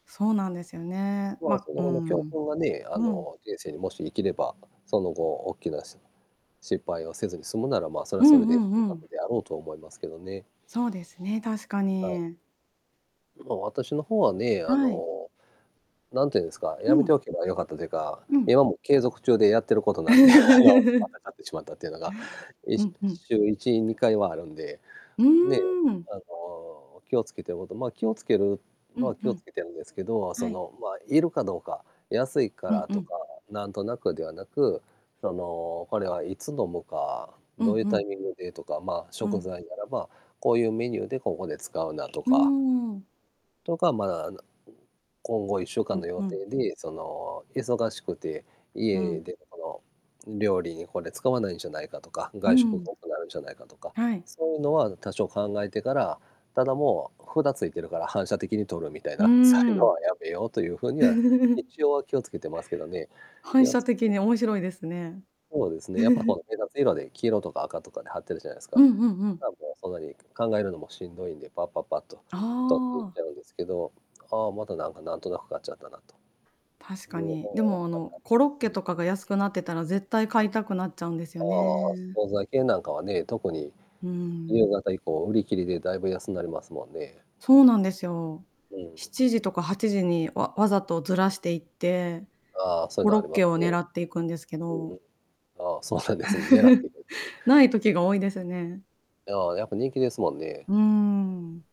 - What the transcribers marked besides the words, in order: static; tapping; distorted speech; laugh; laughing while speaking: "なんで、あの"; other background noise; other noise; laughing while speaking: "そういうのは"; giggle; chuckle; laughing while speaking: "そうなんですん"; giggle
- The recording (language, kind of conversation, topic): Japanese, unstructured, お金を使って後悔した経験はありますか？